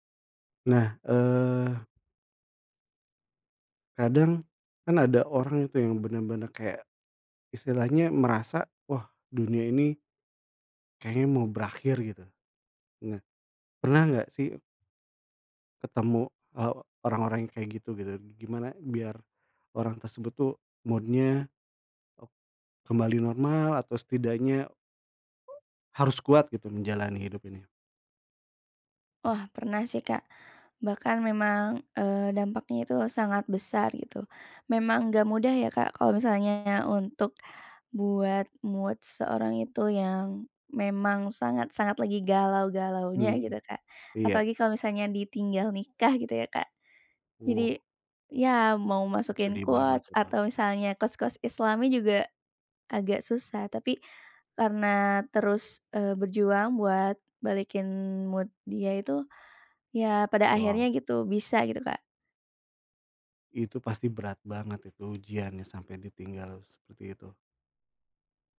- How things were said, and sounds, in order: in English: "mood-nya"; tapping; in English: "mood"; in English: "quotes"; in English: "quotes-quotes"; in English: "mood"
- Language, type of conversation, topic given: Indonesian, unstructured, Apa hal sederhana yang bisa membuat harimu lebih cerah?